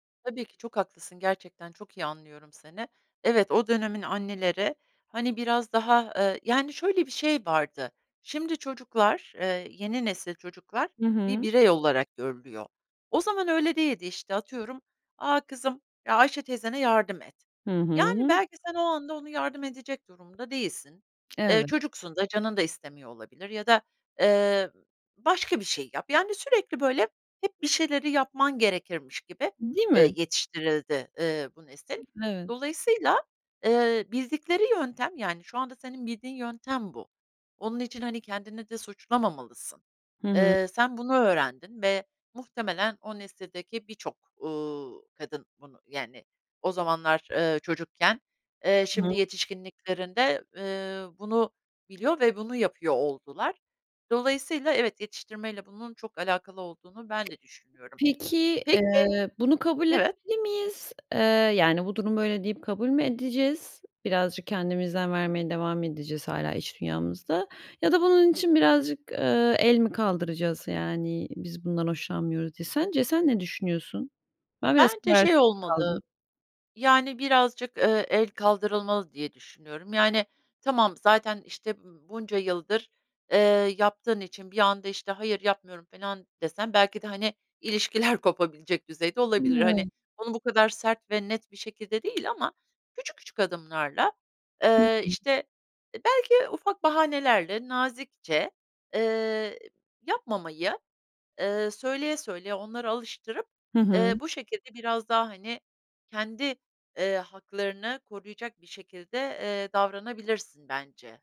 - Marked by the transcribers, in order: tapping; other background noise; unintelligible speech; laughing while speaking: "kopabilecek"
- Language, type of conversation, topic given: Turkish, advice, Herkesi memnun etmeye çalışırken neden sınır koymakta zorlanıyorum?